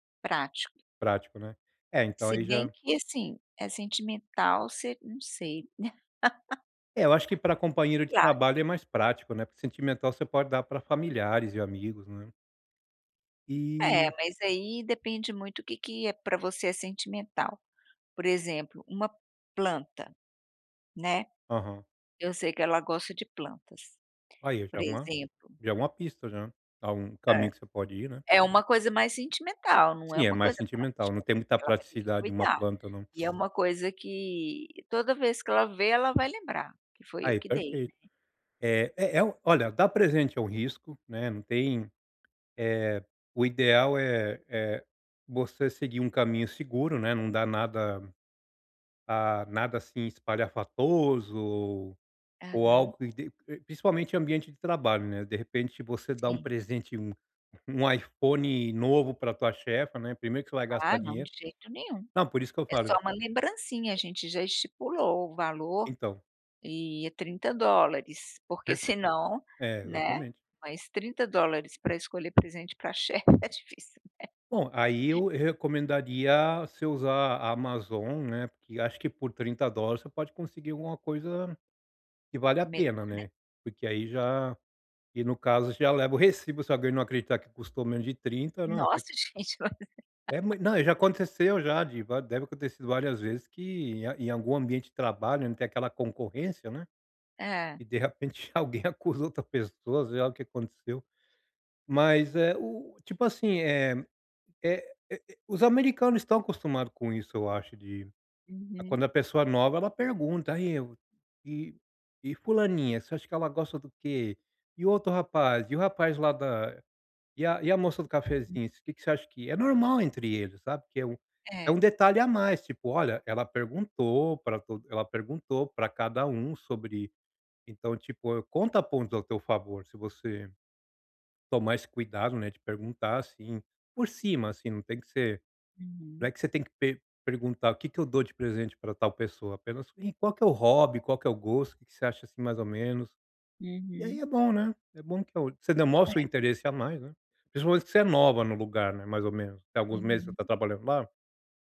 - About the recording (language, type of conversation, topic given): Portuguese, advice, Como posso encontrar presentes significativos para pessoas diferentes?
- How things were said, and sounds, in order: chuckle; sniff; other background noise; tapping; laughing while speaking: "difícil, né"; laugh